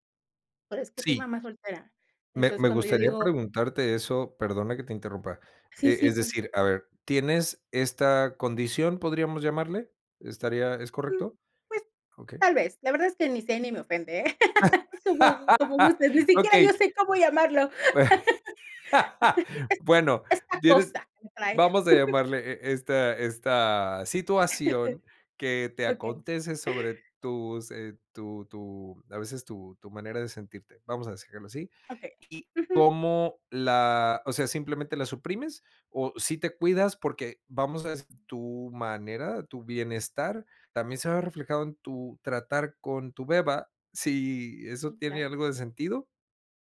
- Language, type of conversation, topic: Spanish, podcast, ¿Cómo puedes hablar de emociones con niños y adolescentes?
- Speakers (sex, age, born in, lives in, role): female, 40-44, Mexico, Mexico, guest; male, 40-44, Mexico, Mexico, host
- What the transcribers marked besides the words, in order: other background noise; laugh; laugh; chuckle; chuckle; unintelligible speech